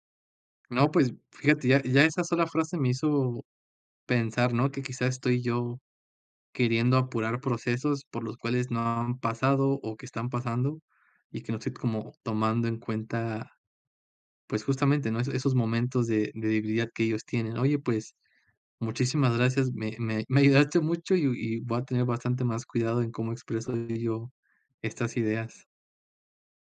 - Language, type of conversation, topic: Spanish, advice, ¿Cómo te sientes cuando temes compartir opiniones auténticas por miedo al rechazo social?
- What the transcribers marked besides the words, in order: laughing while speaking: "ayudaste"